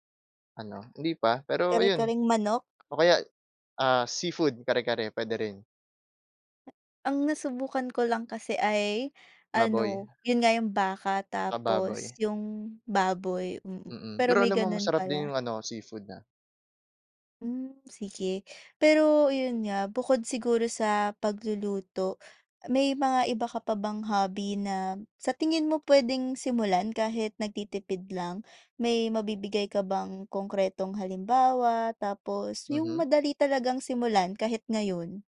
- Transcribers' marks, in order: tapping
- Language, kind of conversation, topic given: Filipino, podcast, Anong libangan ang bagay sa maliit na badyet?